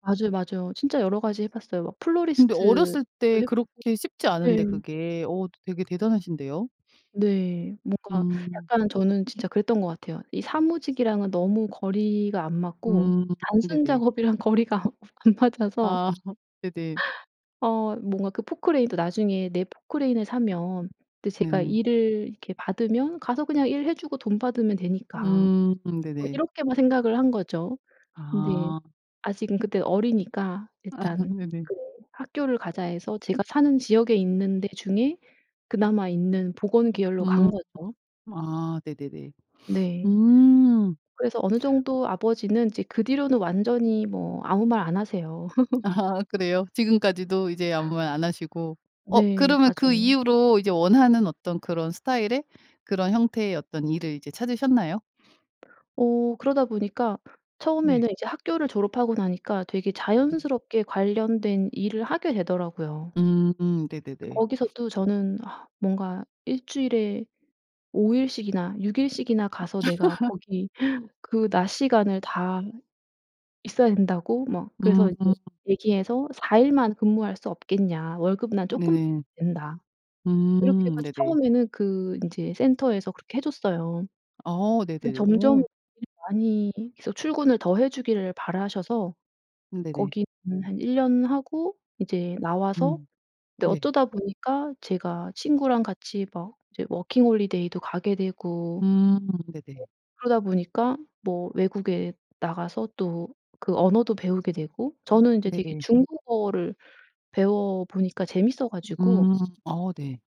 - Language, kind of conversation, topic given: Korean, podcast, 가족이 원하는 직업과 내가 하고 싶은 일이 다를 때 어떻게 해야 할까?
- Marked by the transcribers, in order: tapping; laughing while speaking: "거리가 아 안 맞아서"; laugh; "포클레인" said as "포크레인"; "포클레인" said as "포크레인"; other background noise; laughing while speaking: "아"; laugh; laughing while speaking: "아"; sigh; laugh; gasp; unintelligible speech; other street noise